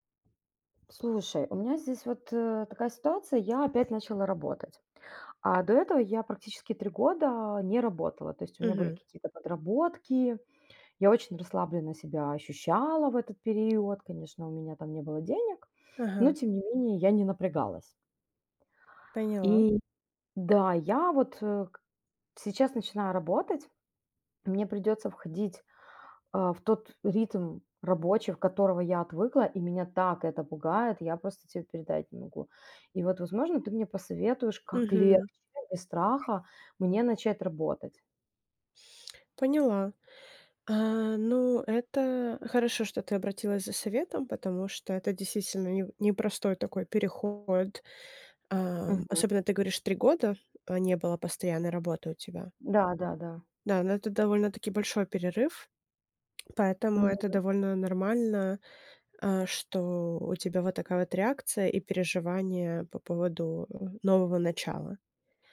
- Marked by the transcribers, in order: other background noise; tapping
- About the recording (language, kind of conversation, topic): Russian, advice, Как справиться с неуверенностью при возвращении к привычному рабочему ритму после отпуска?